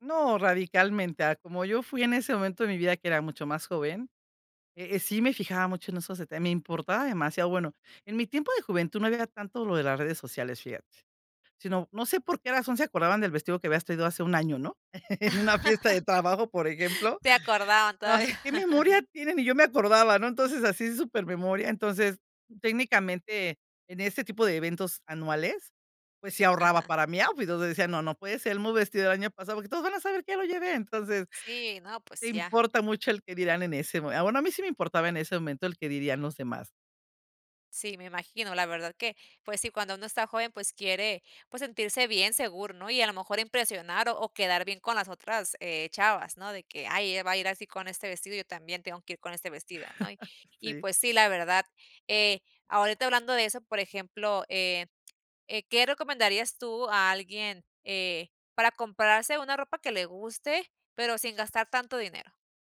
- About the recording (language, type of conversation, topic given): Spanish, podcast, ¿Qué prendas te hacen sentir más seguro?
- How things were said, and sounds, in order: laugh; chuckle; giggle; chuckle